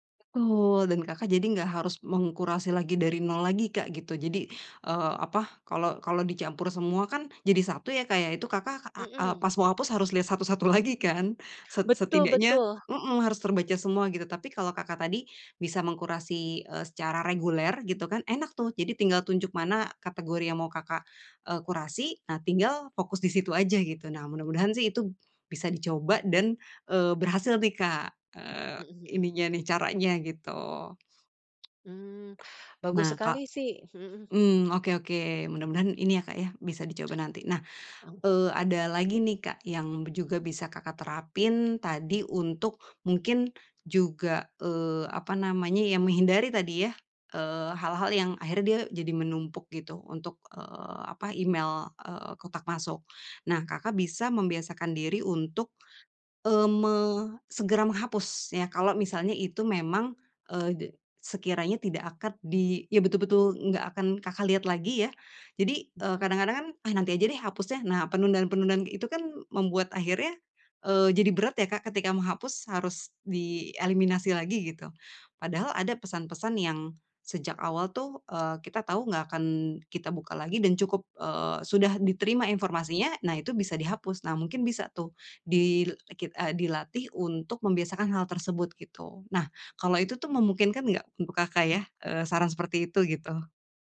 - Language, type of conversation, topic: Indonesian, advice, Bagaimana cara mengurangi tumpukan email dan notifikasi yang berlebihan?
- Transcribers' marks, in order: laughing while speaking: "lagi"; other background noise; tapping